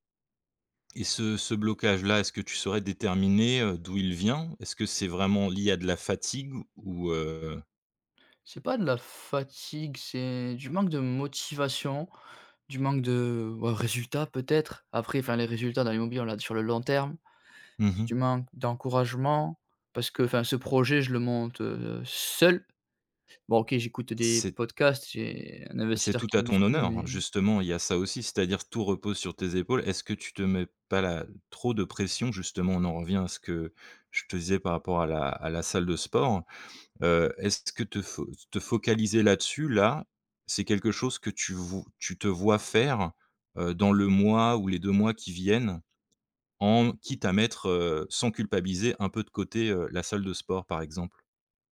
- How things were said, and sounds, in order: stressed: "seul"; tapping; other background noise
- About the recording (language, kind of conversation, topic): French, advice, Pourquoi est-ce que je procrastine sans cesse sur des tâches importantes, et comment puis-je y remédier ?